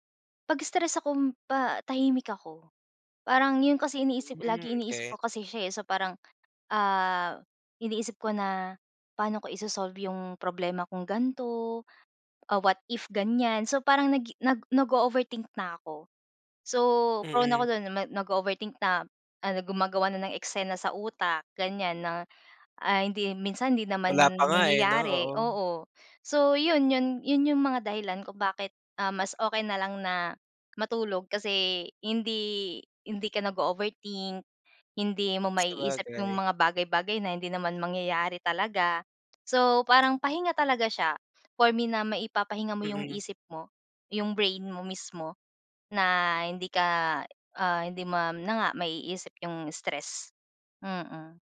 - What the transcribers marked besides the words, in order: none
- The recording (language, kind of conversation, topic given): Filipino, podcast, Ano ang papel ng tulog sa pamamahala mo ng stress?